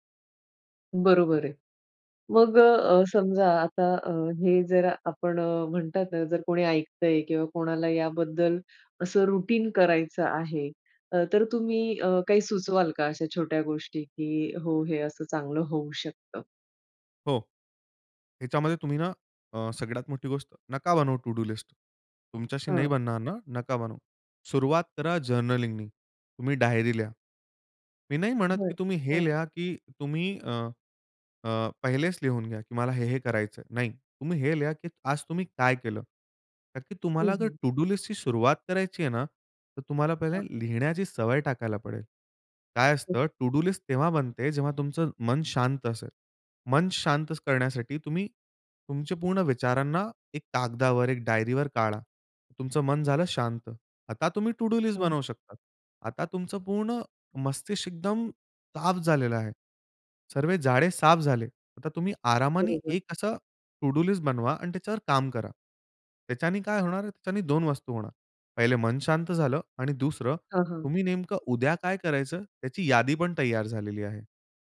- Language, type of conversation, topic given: Marathi, podcast, तुम्ही तुमची कामांची यादी व्यवस्थापित करताना कोणते नियम पाळता?
- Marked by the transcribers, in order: in English: "रुटीन"; in English: "टू डू लिस्ट"; in English: "जर्नलिंगनी"; in English: "टू डू लिस्टची"; in English: "टू डू लिस्ट"; other background noise; in English: "टू डू लिस्ट"; in English: "टू डू लिस्ट"